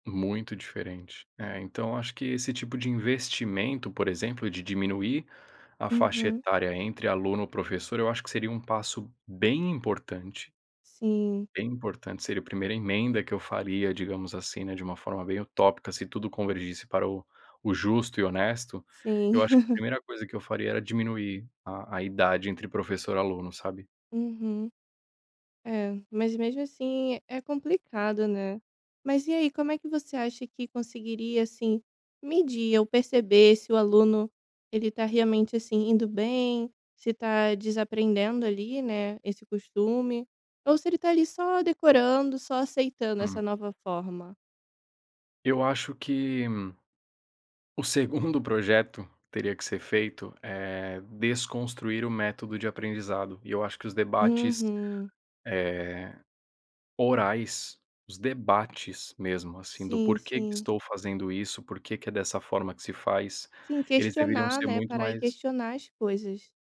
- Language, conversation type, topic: Portuguese, podcast, Como a escola poderia ensinar a arte de desaprender?
- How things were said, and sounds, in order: chuckle; stressed: "debates"